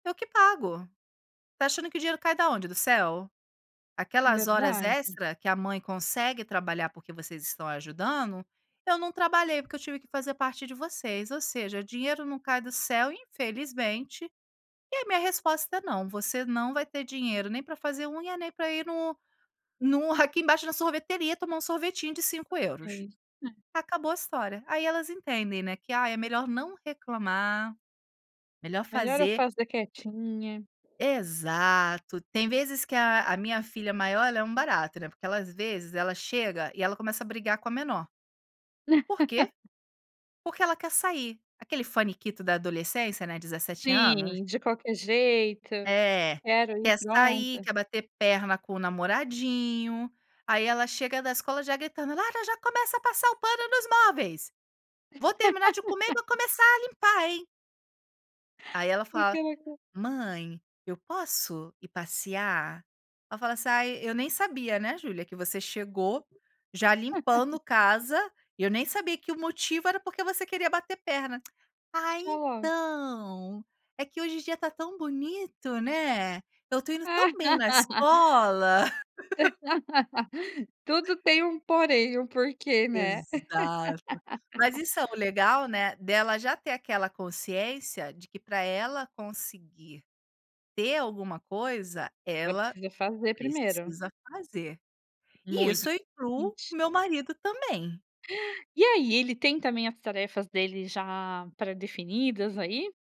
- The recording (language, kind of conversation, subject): Portuguese, podcast, Como você divide as tarefas de organização com as outras pessoas da casa?
- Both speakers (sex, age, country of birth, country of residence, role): female, 35-39, Brazil, Italy, host; female, 40-44, Brazil, Italy, guest
- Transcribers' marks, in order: tapping; unintelligible speech; laugh; laugh; laugh; tongue click; laugh; laugh; laugh; unintelligible speech; gasp